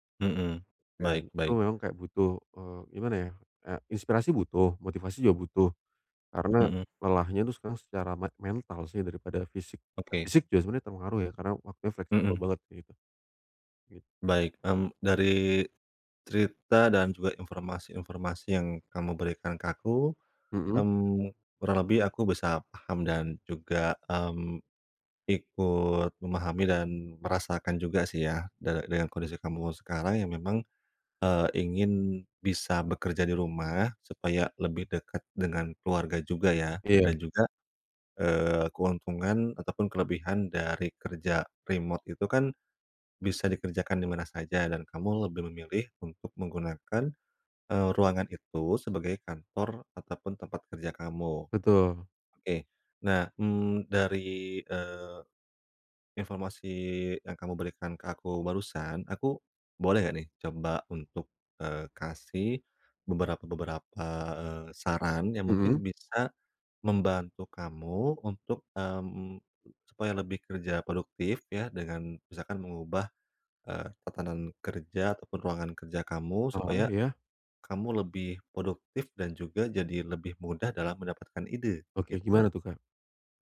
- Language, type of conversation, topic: Indonesian, advice, Bagaimana cara mengubah pemandangan dan suasana kerja untuk memicu ide baru?
- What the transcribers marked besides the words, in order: other background noise